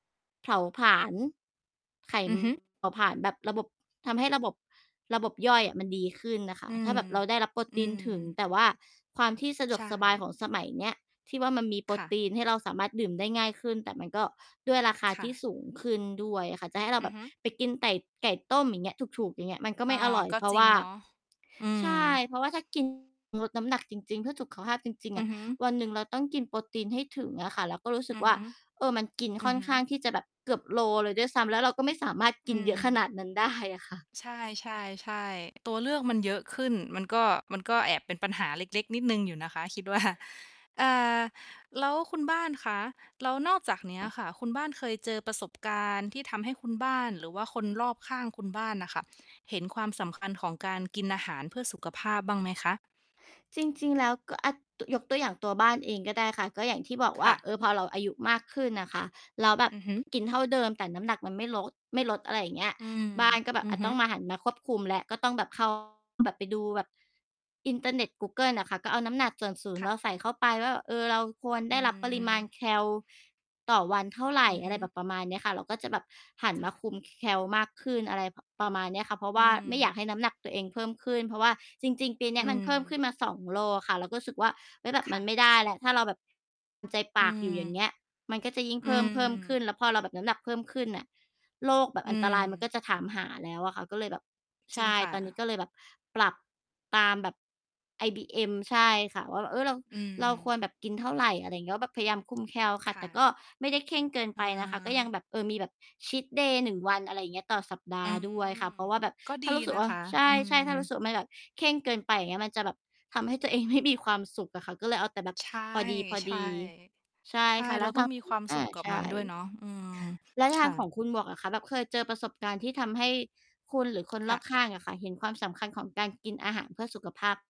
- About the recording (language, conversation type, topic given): Thai, unstructured, ทำไมบางคนถึงไม่เห็นความสำคัญของการกินอาหารเพื่อสุขภาพ?
- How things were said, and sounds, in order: "เผาผลาญ" said as "เผลาผาญ"; distorted speech; laughing while speaking: "ได้อะค่ะ"; laughing while speaking: "ว่า"; tapping; "ส่วนสูง" said as "ส่วนสูน"; "BMI" said as "ไอบีเอ็ม"; "มัน" said as "ไม"; laughing while speaking: "ตัวเองไม่"